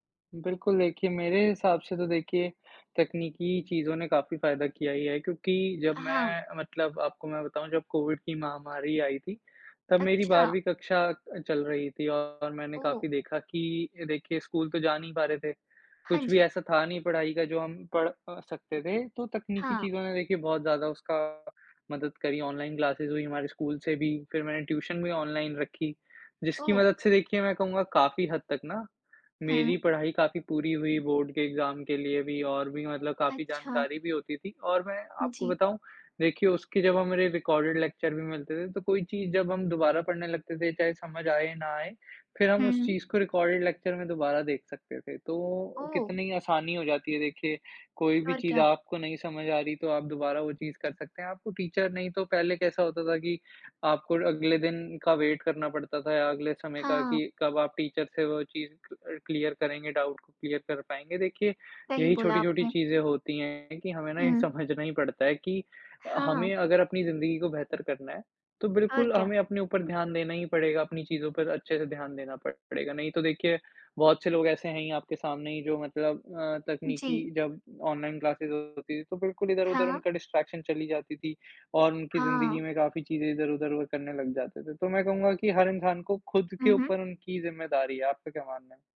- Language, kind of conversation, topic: Hindi, unstructured, तकनीक ने आपकी पढ़ाई पर किस तरह असर डाला है?
- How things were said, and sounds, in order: tapping; in English: "क्लासेज़"; in English: "एग्ज़ाम"; in English: "रिकॉर्डेड लेक्चर"; in English: "रिकॉर्डेड लेक्चर"; in English: "टीचर"; in English: "वेट"; in English: "टीचर"; in English: "क क्लियर"; in English: "डाउट क्लियर"; other background noise; laughing while speaking: "समझना ही पड़ता है कि"; in English: "क्लासेज़"; in English: "डिस्ट्रैक्शन"; unintelligible speech